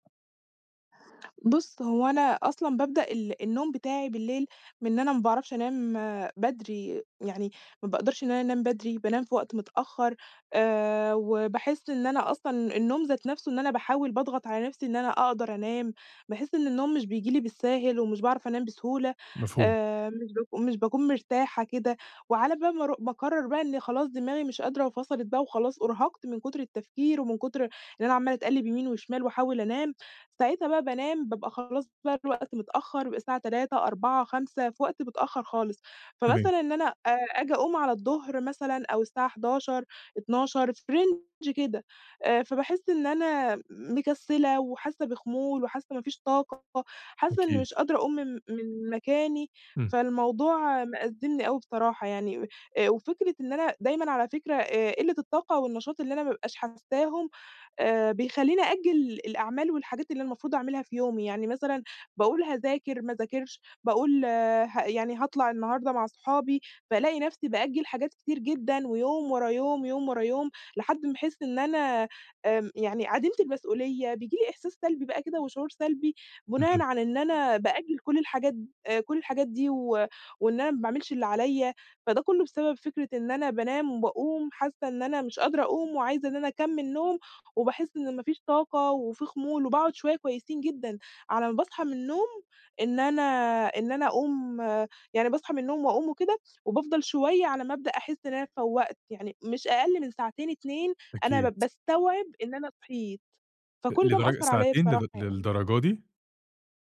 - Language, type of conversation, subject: Arabic, advice, إزاي أقدر أصحى بنشاط وحيوية وأعمل روتين صباحي يديني طاقة؟
- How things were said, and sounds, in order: tapping